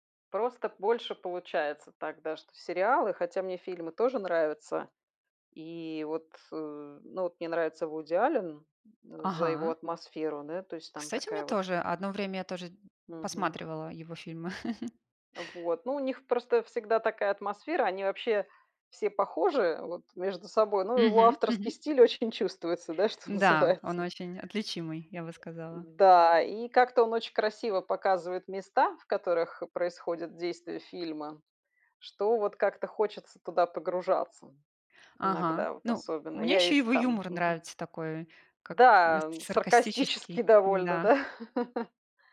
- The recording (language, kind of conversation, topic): Russian, unstructured, Какое значение для тебя имеют фильмы в повседневной жизни?
- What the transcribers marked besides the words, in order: other background noise; chuckle; laughing while speaking: "что называется"; "если" said as "есси"; laughing while speaking: "саркастически довольно, да?"